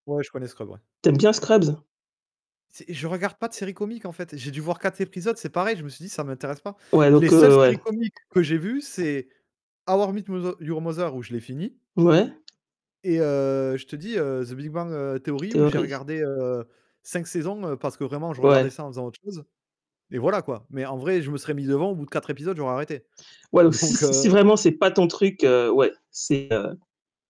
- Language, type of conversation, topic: French, unstructured, Les comédies sont-elles plus réconfortantes que les drames ?
- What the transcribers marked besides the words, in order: tapping; distorted speech; laughing while speaking: "donc, heu"